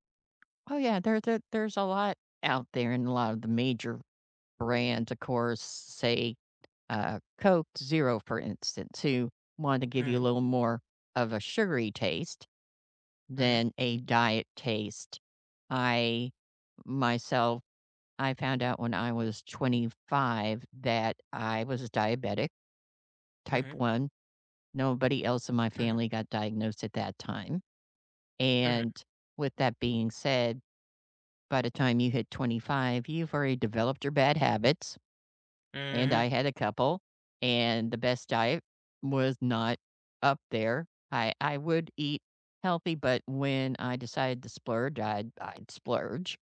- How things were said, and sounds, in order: tapping
- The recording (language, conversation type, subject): English, unstructured, How can you persuade someone to cut back on sugar?
- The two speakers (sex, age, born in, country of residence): female, 55-59, United States, United States; male, 20-24, United States, United States